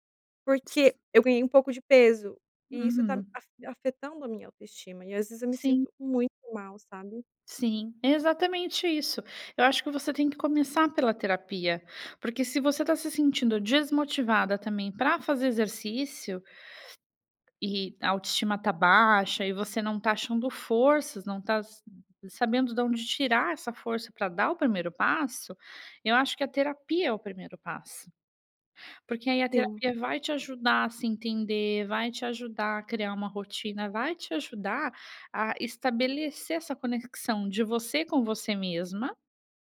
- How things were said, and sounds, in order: other background noise
- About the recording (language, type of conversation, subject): Portuguese, advice, Por que você inventa desculpas para não cuidar da sua saúde?